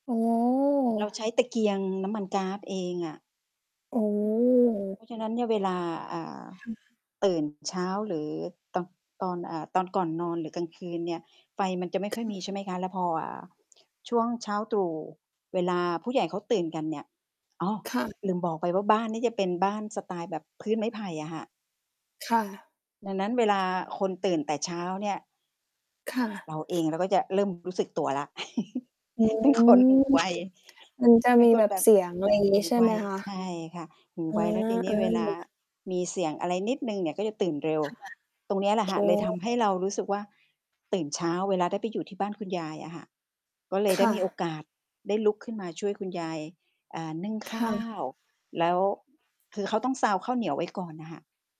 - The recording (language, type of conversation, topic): Thai, unstructured, คุณคิดว่าอาหารกับความทรงจำมีความเชื่อมโยงกันอย่างไร?
- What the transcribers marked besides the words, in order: other background noise; distorted speech; other noise; laugh; laughing while speaking: "เป็นคนหู ไว"; static